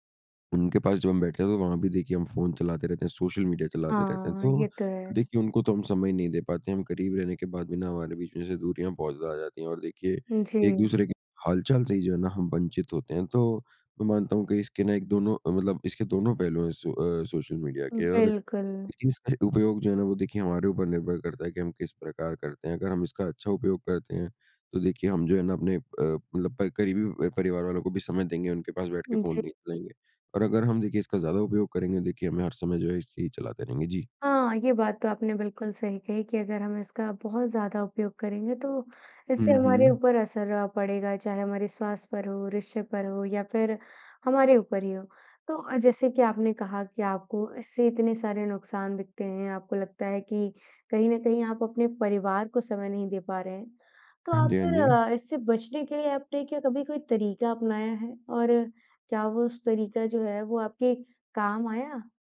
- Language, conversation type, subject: Hindi, podcast, सोशल मीडिया ने आपके रिश्तों को कैसे प्रभावित किया है?
- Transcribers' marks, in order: none